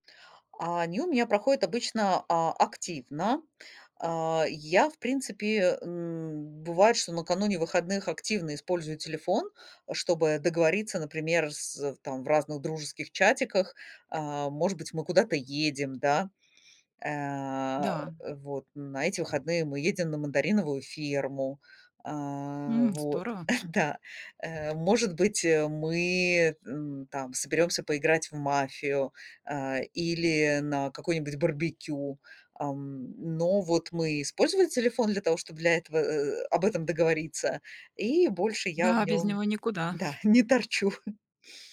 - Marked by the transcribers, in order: tapping; chuckle; chuckle
- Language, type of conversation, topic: Russian, podcast, Что для тебя значит цифровой детокс и как ты его проводишь?